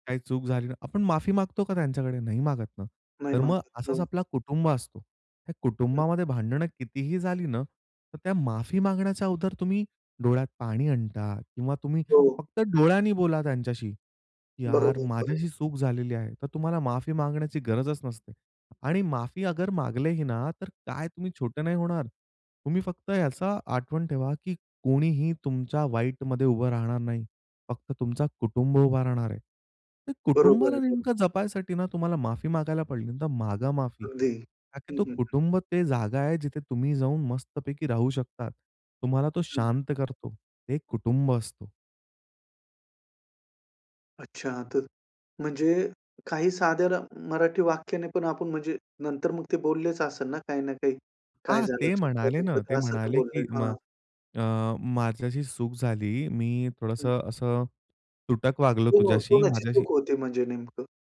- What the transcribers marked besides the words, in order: in Hindi: "अगर"; anticipating: "ओ कोणाची चूक होती म्हणजे नेमकं?"
- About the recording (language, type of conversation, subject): Marathi, podcast, कुटुंबात मोठ्या भांडणानंतर नातं पुन्हा कसं जोडता येईल?